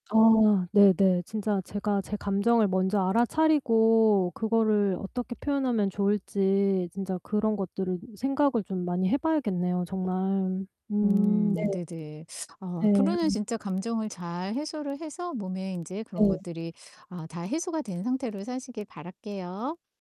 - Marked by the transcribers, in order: distorted speech
- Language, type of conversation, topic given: Korean, advice, 감정이 억눌려 잘 표현되지 않을 때, 어떻게 감정을 알아차리고 말로 표현할 수 있을까요?